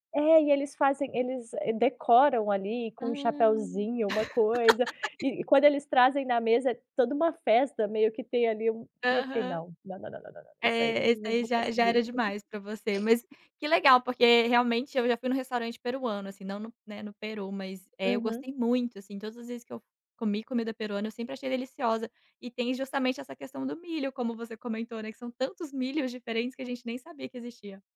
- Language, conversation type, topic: Portuguese, podcast, Qual foi o destino que mais te surpreendeu, mais do que você imaginava?
- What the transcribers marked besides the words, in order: tapping; laugh; chuckle; other background noise